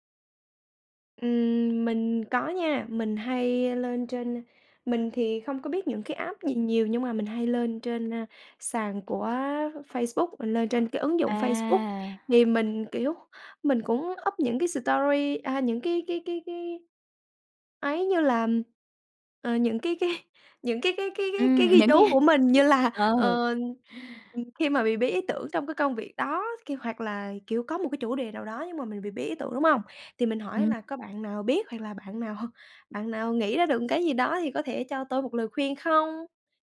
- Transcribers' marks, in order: in English: "app"; other background noise; in English: "up"; in English: "story"; laughing while speaking: "cái"; laughing while speaking: "ờ"; laughing while speaking: "nào"; tapping
- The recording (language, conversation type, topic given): Vietnamese, podcast, Bạn làm thế nào để vượt qua cơn bí ý tưởng?